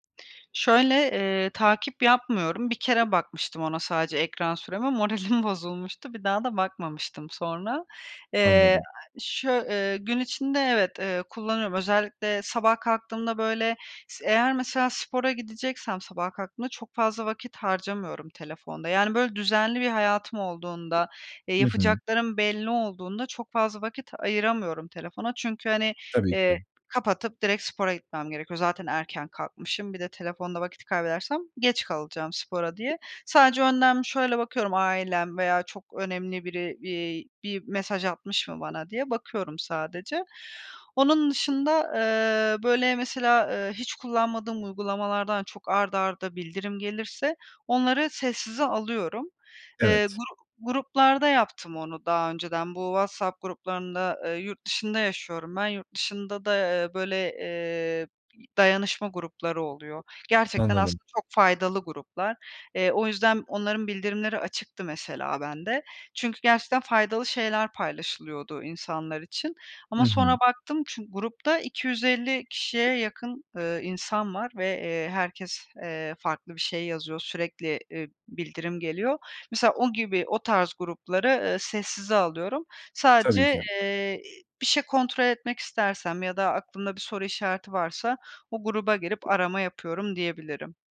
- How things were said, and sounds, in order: other background noise; other noise; tapping
- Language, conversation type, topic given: Turkish, advice, Telefon ve bildirimleri kontrol edemediğim için odağım sürekli dağılıyor; bunu nasıl yönetebilirim?